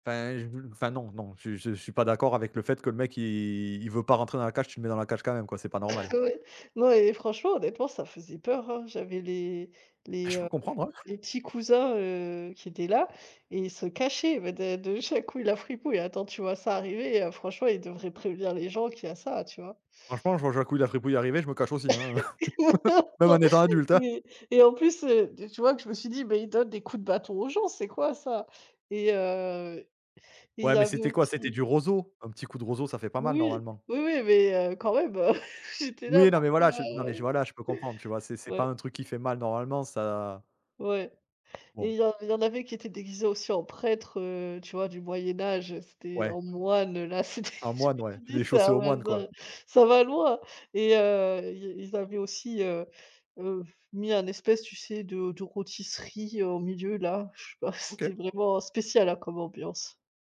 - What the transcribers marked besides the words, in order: cough; other background noise; laugh; laughing while speaking: "Non, non, mais"; laugh; laughing while speaking: "heu"; tapping; laughing while speaking: "c'était"; blowing
- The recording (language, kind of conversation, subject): French, unstructured, Comment les fêtes locales rapprochent-elles les habitants ?